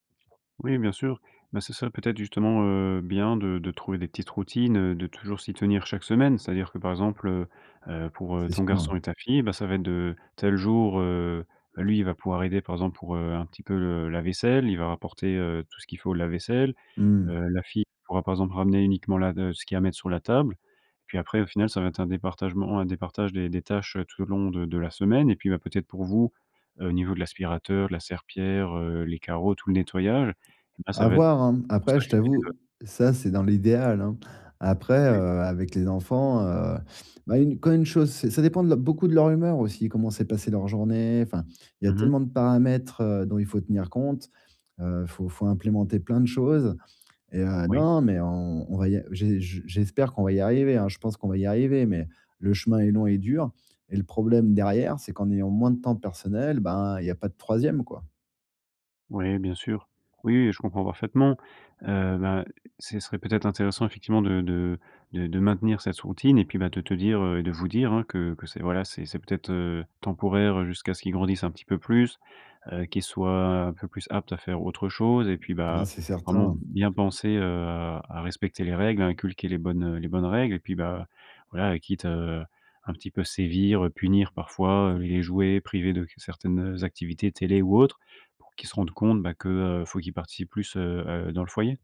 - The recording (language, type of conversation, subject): French, advice, Comment réduire la charge de tâches ménagères et préserver du temps pour soi ?
- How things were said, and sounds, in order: "départage" said as "départagement"; tapping; unintelligible speech; other background noise